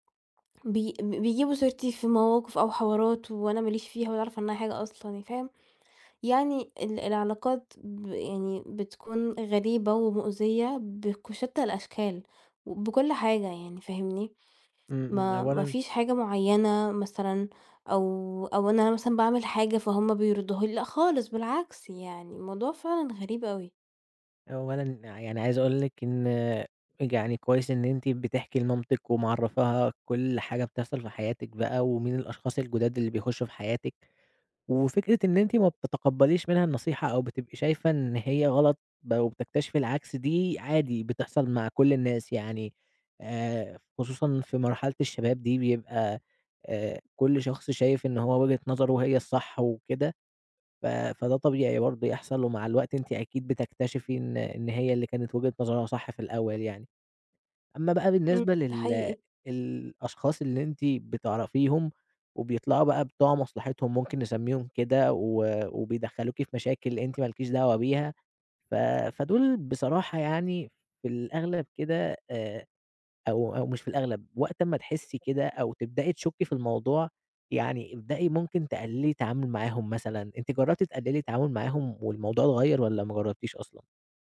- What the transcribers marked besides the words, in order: tapping; background speech
- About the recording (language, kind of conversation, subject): Arabic, advice, ليه بقبل أدخل في علاقات مُتعبة تاني وتالت؟